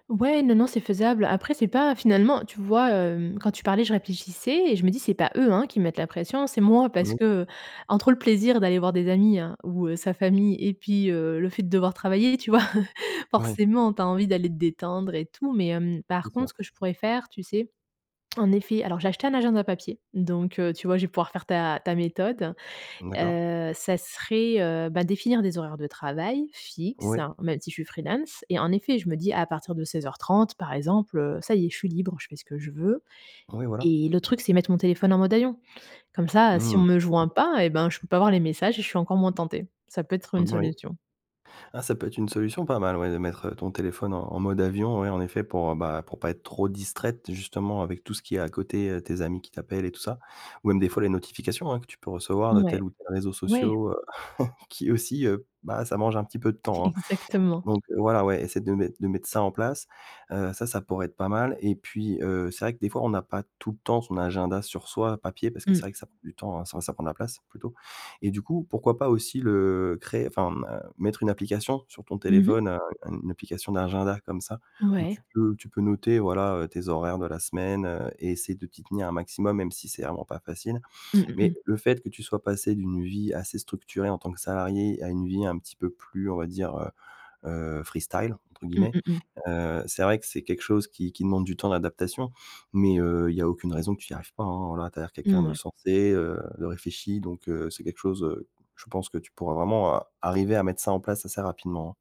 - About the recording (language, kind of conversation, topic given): French, advice, Comment puis-je prioriser mes tâches quand tout semble urgent ?
- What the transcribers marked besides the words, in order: chuckle; other background noise; chuckle